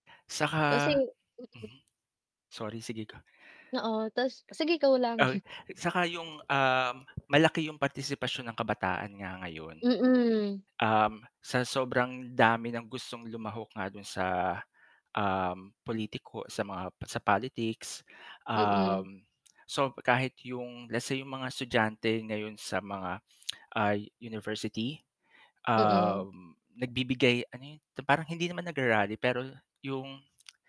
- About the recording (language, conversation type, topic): Filipino, unstructured, Paano mo ipapaliwanag sa mga kabataan ang kahalagahan ng pagboto?
- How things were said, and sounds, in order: tapping; static; distorted speech